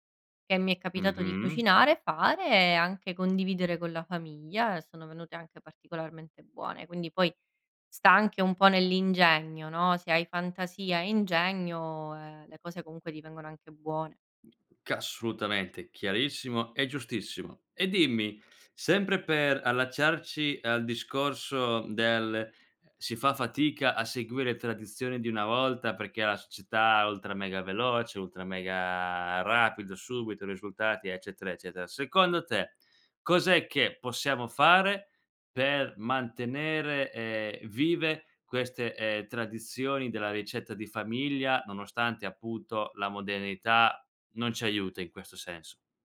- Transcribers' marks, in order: other background noise; "Assolutamente" said as "cassulutamente"
- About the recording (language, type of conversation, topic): Italian, podcast, Raccontami della ricetta di famiglia che ti fa sentire a casa